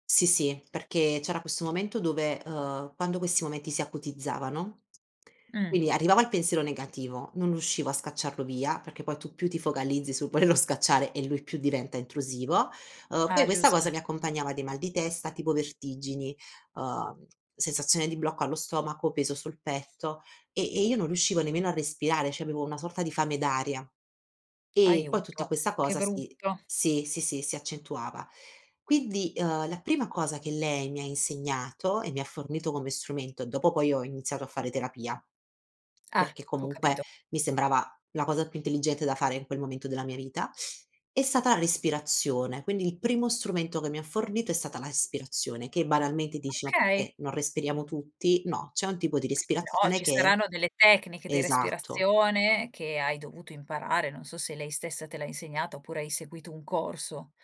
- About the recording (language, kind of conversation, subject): Italian, podcast, Come gestisci i pensieri negativi quando arrivano?
- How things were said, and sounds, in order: laughing while speaking: "volerlo"; other background noise